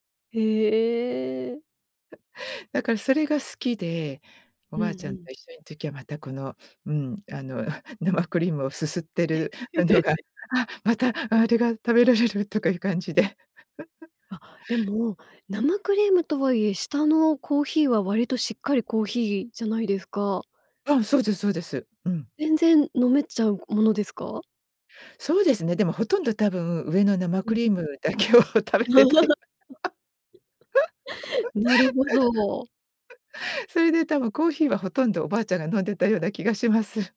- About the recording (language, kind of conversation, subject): Japanese, podcast, 子どもの頃にほっとする味として思い出すのは何ですか？
- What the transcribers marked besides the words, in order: chuckle; laughing while speaking: "生クリームをすすってる の … かいう感じで"; laugh; unintelligible speech; chuckle; laugh; laughing while speaking: "だけを食べてたり"; laugh